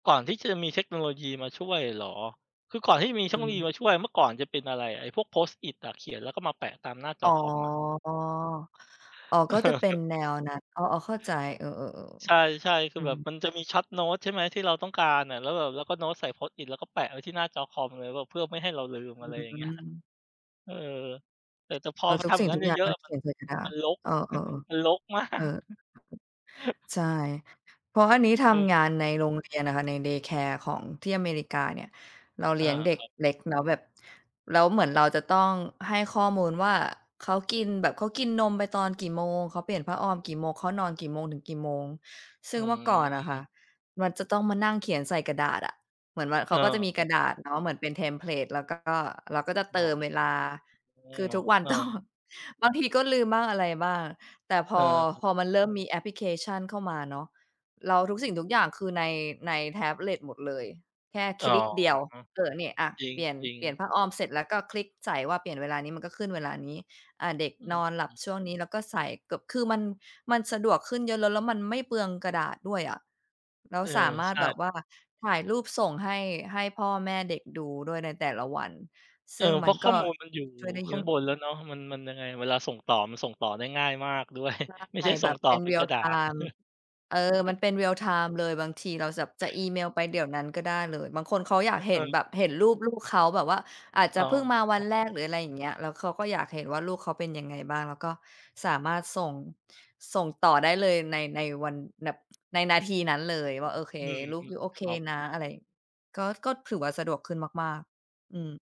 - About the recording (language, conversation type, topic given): Thai, unstructured, เทคโนโลยีช่วยให้การทำงานง่ายขึ้นจริงไหม?
- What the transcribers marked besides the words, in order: drawn out: "อ๋อ"; laughing while speaking: "เออ"; in English: "Short note"; other background noise; laughing while speaking: "มาก"; in English: "Day Care"; laughing while speaking: "ต้อง"; laughing while speaking: "ด้วย"; in English: "real time"; chuckle; in English: "เรียลไทม์"